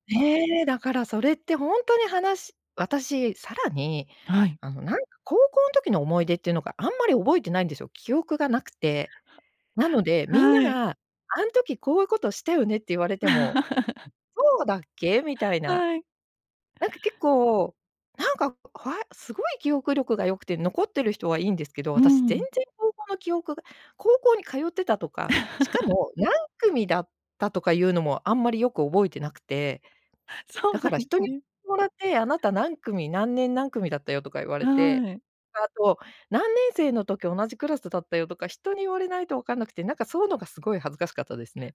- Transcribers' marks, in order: laugh; laugh
- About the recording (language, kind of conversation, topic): Japanese, podcast, 長年会わなかった人と再会したときの思い出は何ですか？